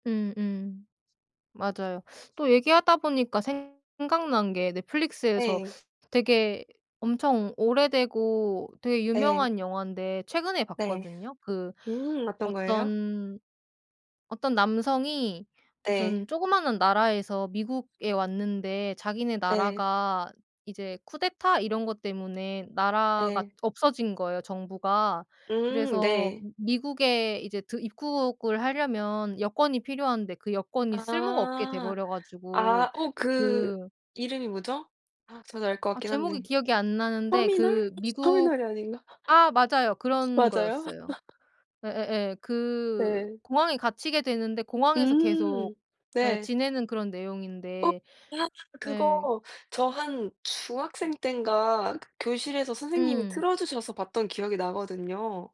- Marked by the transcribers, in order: other background noise; laugh; tapping
- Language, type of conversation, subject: Korean, unstructured, 최근에 본 영화 중에서 특히 기억에 남는 작품이 있나요?